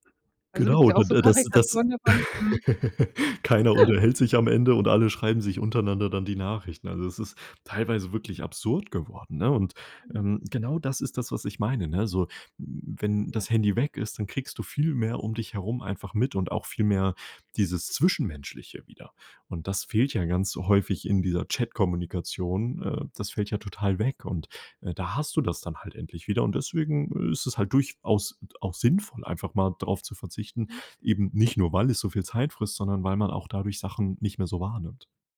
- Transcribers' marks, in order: laugh
- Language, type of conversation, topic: German, podcast, Wie gehst du mit deiner täglichen Bildschirmzeit um?